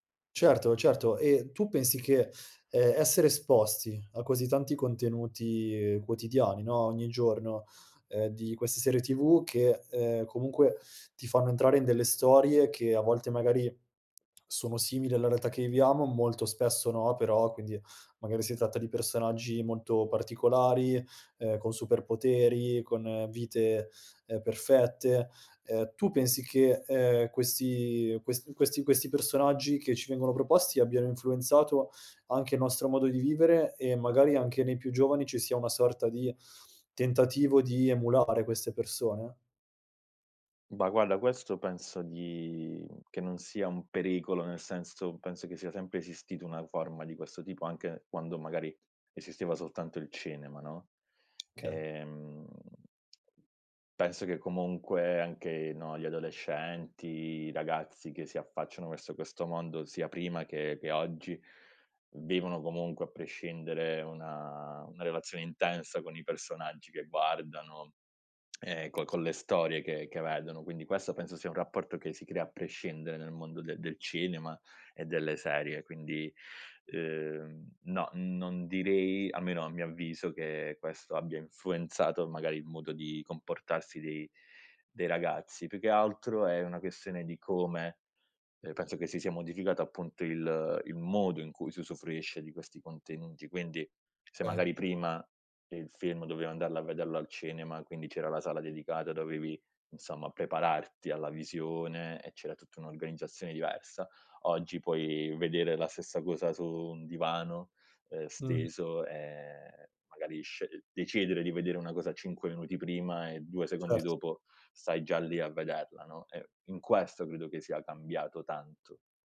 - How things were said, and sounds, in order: "guarda" said as "gualda"; tapping; "Okay" said as "kay"; unintelligible speech; "Okay" said as "kay"
- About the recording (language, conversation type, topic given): Italian, podcast, Che ruolo hanno le serie TV nella nostra cultura oggi?